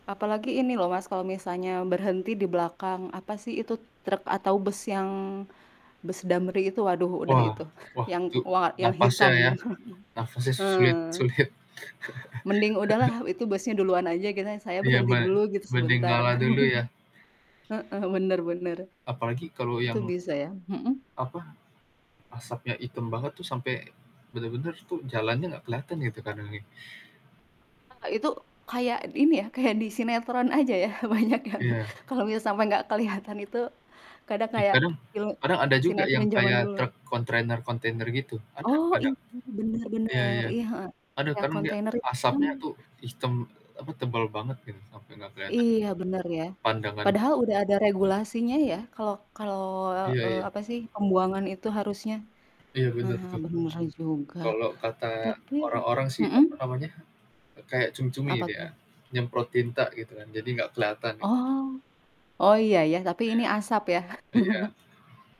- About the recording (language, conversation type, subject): Indonesian, unstructured, Apa yang membuat Anda lebih memilih bersepeda daripada berjalan kaki?
- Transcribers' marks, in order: static; chuckle; chuckle; chuckle; laughing while speaking: "banyak yang"; laughing while speaking: "kelihatan"; "kontainer-kontainer" said as "kontreiner-kontainer"; chuckle